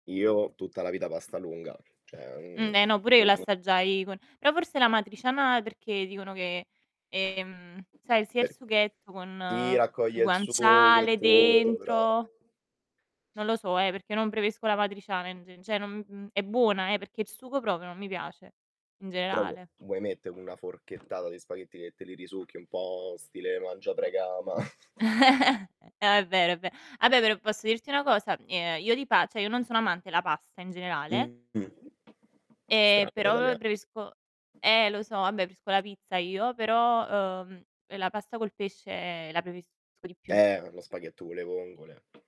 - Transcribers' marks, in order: other background noise; distorted speech; other noise; background speech; "cioè" said as "ceh"; chuckle; static
- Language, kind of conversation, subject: Italian, unstructured, Come ti senti quando condividi un pasto con qualcuno?